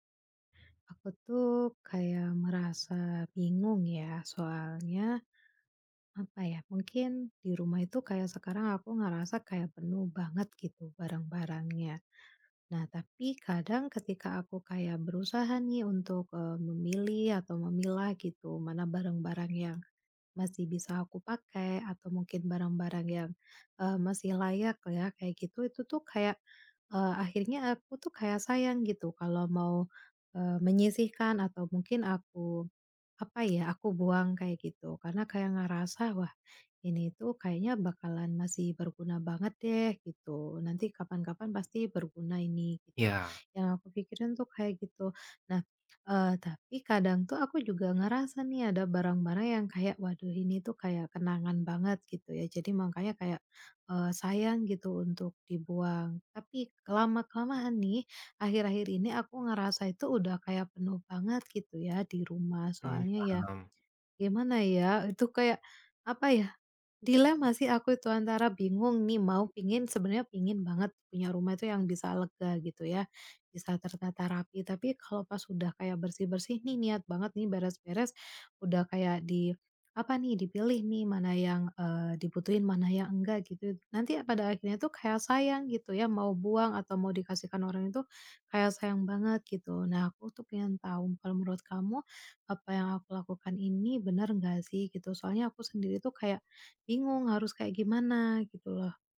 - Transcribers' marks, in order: tapping; other background noise
- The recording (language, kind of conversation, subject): Indonesian, advice, Bagaimana cara menentukan barang mana yang perlu disimpan dan mana yang sebaiknya dibuang di rumah?